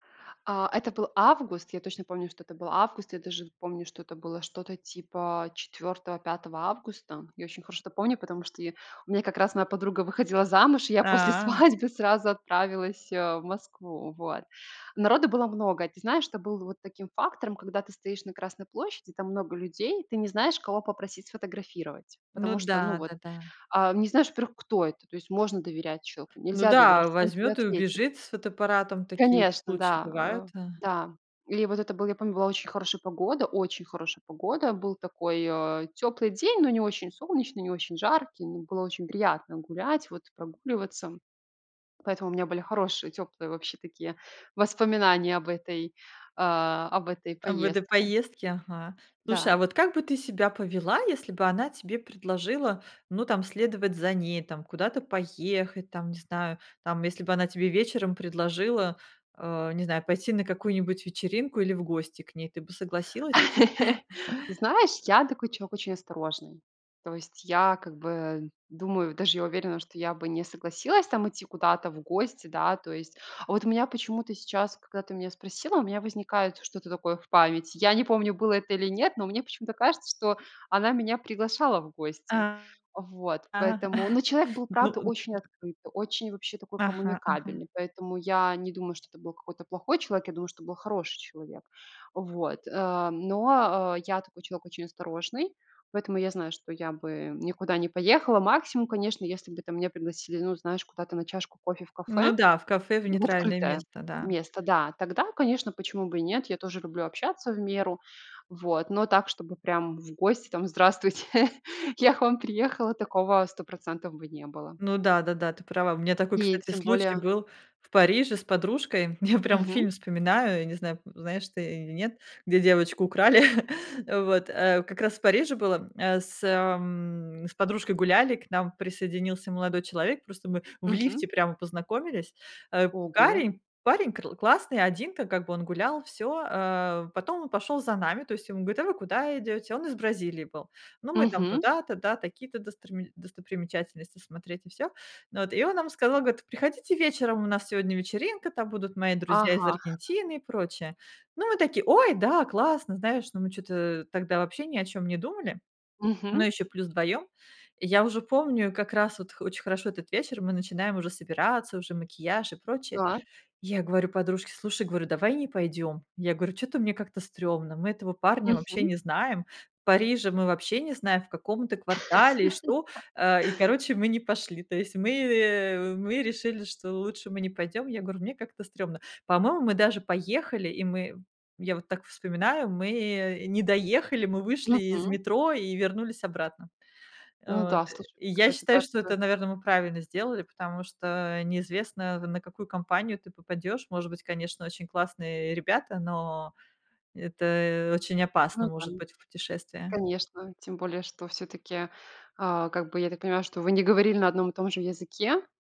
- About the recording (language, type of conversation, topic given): Russian, podcast, Как ты познакомился(ась) с незнакомцем, который помог тебе найти дорогу?
- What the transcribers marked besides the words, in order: laughing while speaking: "свадьбы"; tapping; laugh; chuckle; chuckle; laughing while speaking: "Здравствуйте"; laughing while speaking: "украли"; other background noise; laugh; "получается" said as "к к кается"